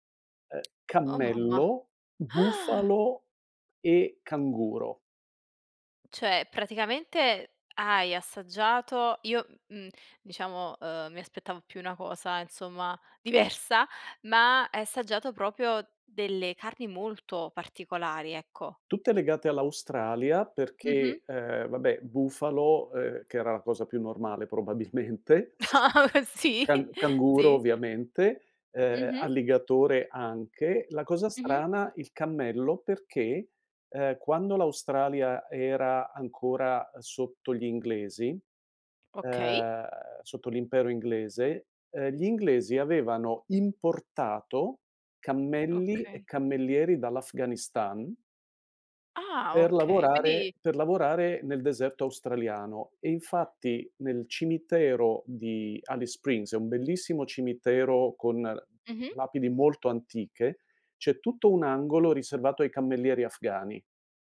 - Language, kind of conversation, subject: Italian, podcast, Qual è un tuo ricordo legato a un pasto speciale?
- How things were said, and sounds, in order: other background noise; surprised: "Ah!"; "insomma" said as "inzomma"; laughing while speaking: "diversa"; "proprio" said as "propio"; laugh; laughing while speaking: "Sì"; laughing while speaking: "probabilmente"; tapping